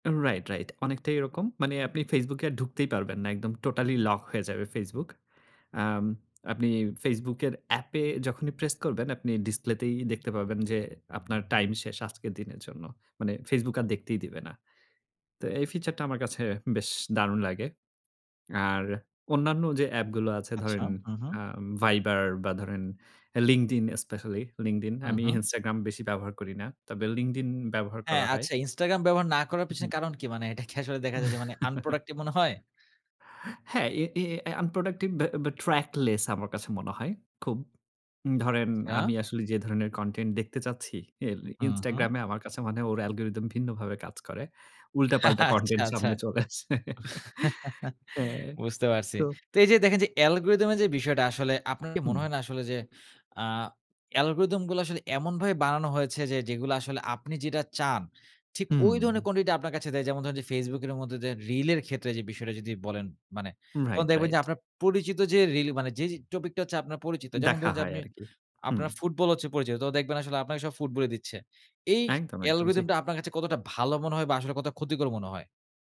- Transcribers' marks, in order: chuckle; laugh; in English: "Unproductive"; in English: "Unproductive"; in English: "Trackless"; in English: "Content"; unintelligible speech; laughing while speaking: "হ্যাঁ, হ্যাঁ, আচ্ছা, আচ্ছা"; laughing while speaking: "উল্টাপাল্টা Content সামনে চলে আসে। হ্যাঁ"; laugh; in English: "Content"; tapping; in English: "quantity"
- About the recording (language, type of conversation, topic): Bengali, podcast, সামাজিক মাধ্যম ব্যবহার করতে গিয়ে মনোযোগ নষ্ট হওয়া থেকে নিজেকে কীভাবে সামলান?